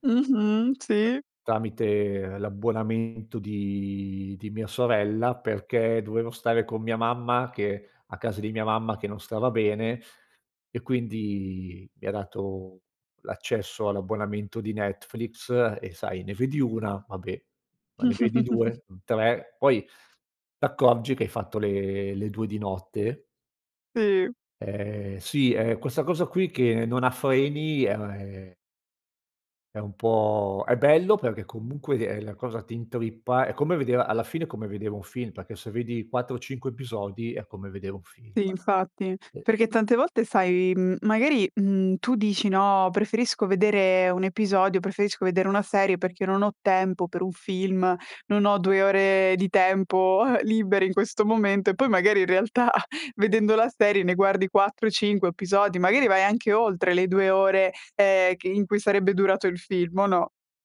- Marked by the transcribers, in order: other background noise; chuckle; laughing while speaking: "eh"; chuckle
- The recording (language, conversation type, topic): Italian, podcast, In che modo la nostalgia influisce su ciò che guardiamo, secondo te?